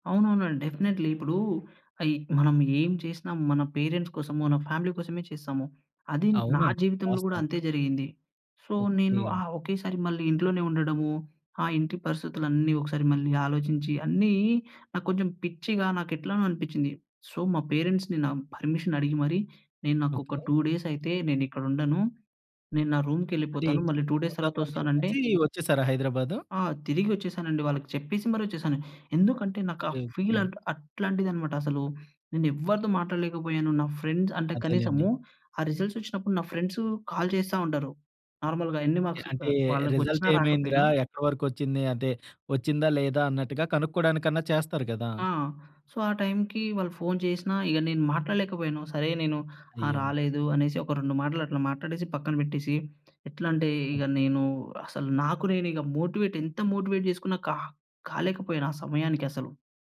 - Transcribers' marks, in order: in English: "డెఫినెట్లీ"; in English: "పేరెంట్స్"; in English: "ఫ్యామిలీ"; in English: "సో"; in English: "సో"; in English: "పేరెంట్స్‌ని"; in English: "పర్మిషన్"; in English: "టూ"; in English: "టూ డేస్"; in English: "ఫీల్"; in English: "ఫ్రెండ్స్"; in English: "కాల్"; in English: "నార్మల్‌గా"; in English: "మార్క్స్"; in English: "సో"; in English: "మోటివేట్"; in English: "మోటివేట్"
- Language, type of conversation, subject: Telugu, podcast, ఒంటరిగా అనిపించినప్పుడు ముందుగా మీరు ఏం చేస్తారు?